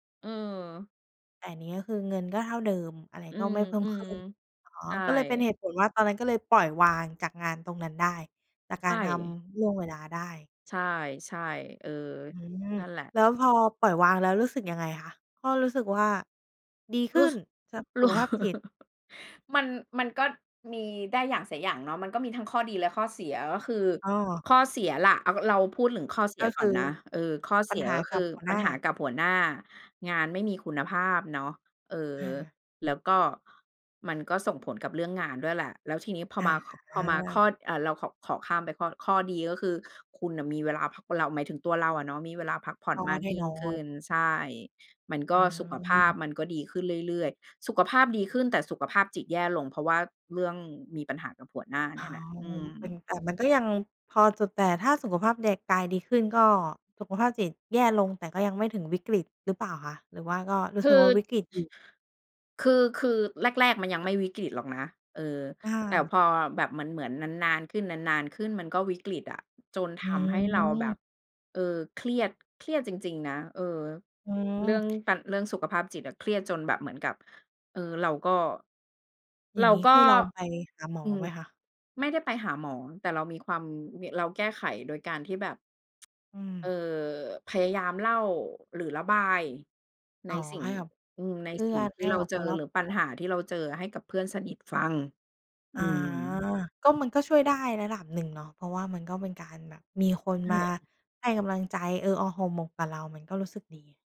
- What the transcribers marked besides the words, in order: laughing while speaking: "รู้"; chuckle; "ร่างกาย" said as "แดกาย"; other background noise; tapping; tsk
- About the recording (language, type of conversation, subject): Thai, podcast, มีวิธีลดความเครียดหลังเลิกงานอย่างไรบ้าง?